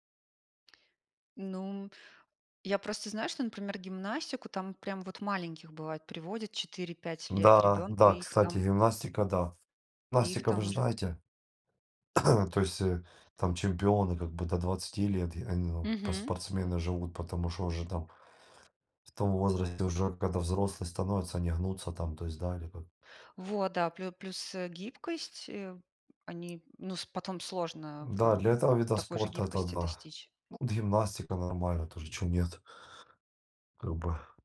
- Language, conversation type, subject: Russian, unstructured, Как вы относились к спорту в детстве и какие виды спорта вам нравились?
- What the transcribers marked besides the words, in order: tapping; other background noise; cough